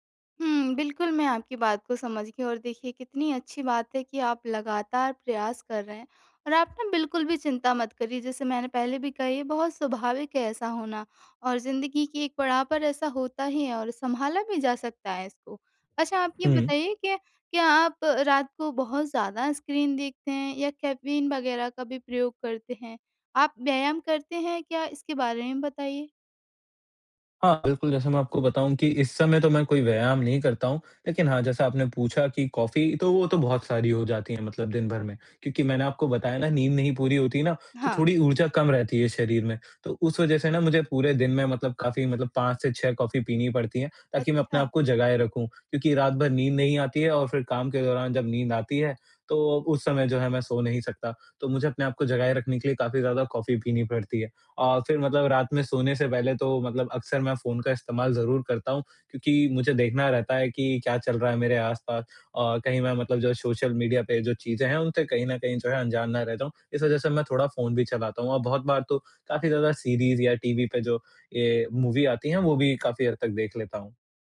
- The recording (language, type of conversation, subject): Hindi, advice, सोने से पहले रोज़मर्रा की चिंता और तनाव जल्दी कैसे कम करूँ?
- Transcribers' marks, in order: in English: "सीरीज़"; in English: "मूवी"